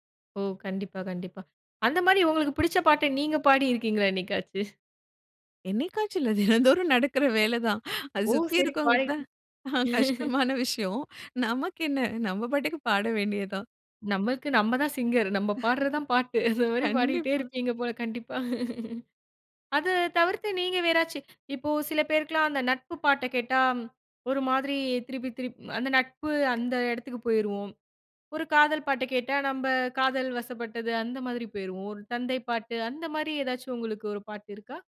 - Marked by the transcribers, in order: laughing while speaking: "தினம்தோறும் நடக்கிற வேலதான். அது சுத்தி … பாட்டுக்கு பாட வேண்டியதுதான்"; laugh; chuckle; laughing while speaking: "கண்டிப்பா"; chuckle; laugh
- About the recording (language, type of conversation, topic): Tamil, podcast, உங்களுக்கு முதன்முதலாக பிடித்த பாடல் எந்த நினைவுகளைத் தூண்டுகிறது?